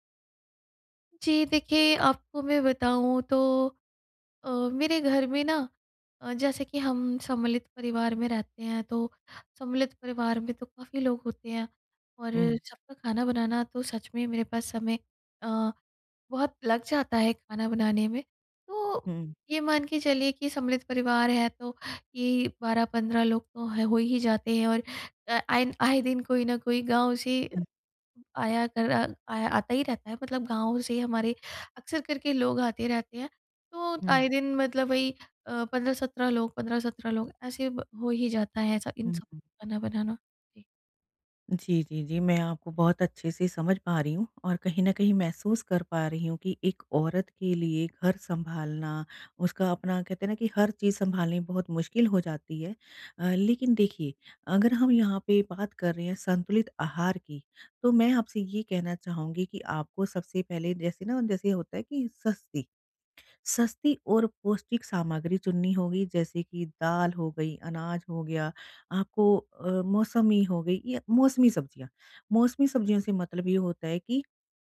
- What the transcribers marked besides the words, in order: none
- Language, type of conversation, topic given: Hindi, advice, सीमित बजट में आप रोज़ाना संतुलित आहार कैसे बना सकते हैं?